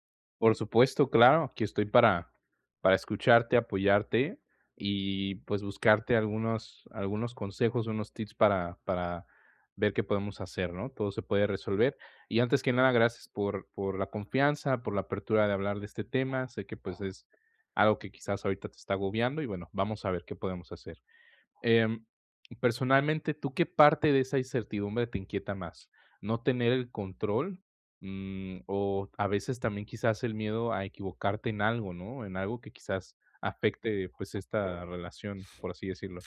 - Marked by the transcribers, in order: dog barking; other background noise
- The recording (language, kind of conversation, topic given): Spanish, advice, ¿Cómo puedo aceptar la incertidumbre sin perder la calma?
- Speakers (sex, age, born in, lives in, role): male, 20-24, Mexico, Mexico, advisor; male, 35-39, Mexico, Mexico, user